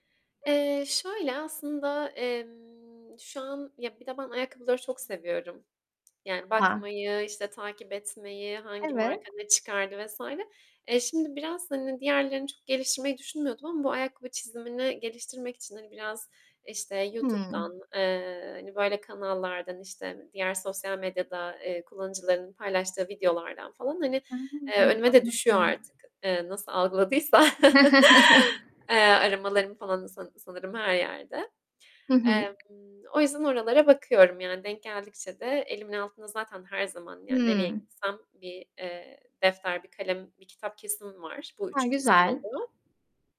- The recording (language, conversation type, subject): Turkish, podcast, Hobin nasıl başladı, biraz anlatır mısın?
- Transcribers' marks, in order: tapping; other background noise; unintelligible speech; chuckle; alarm; distorted speech